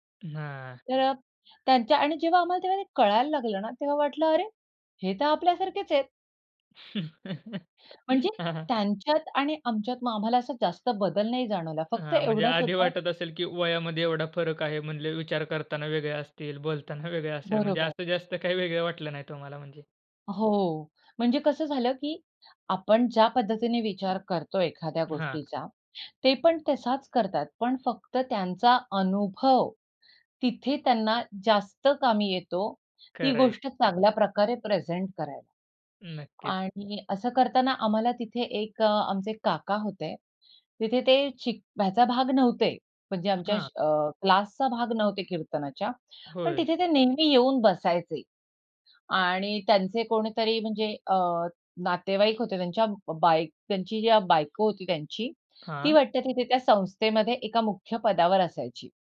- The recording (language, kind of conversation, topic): Marathi, podcast, वयोवृद्ध लोकांचा एकटेपणा कमी करण्याचे प्रभावी मार्ग कोणते आहेत?
- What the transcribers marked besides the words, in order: chuckle; laughing while speaking: "हां"